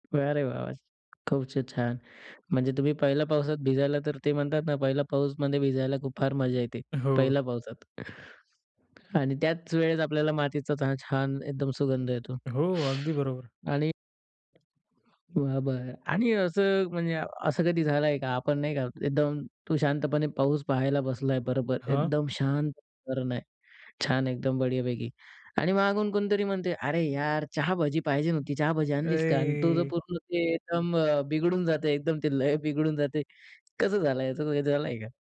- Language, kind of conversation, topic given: Marathi, podcast, पावसात मन शांत राहिल्याचा अनुभव तुम्हाला कसा वाटतो?
- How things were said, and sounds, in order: inhale; tapping; drawn out: "ए!"; laughing while speaking: "लय बिघडून जाते"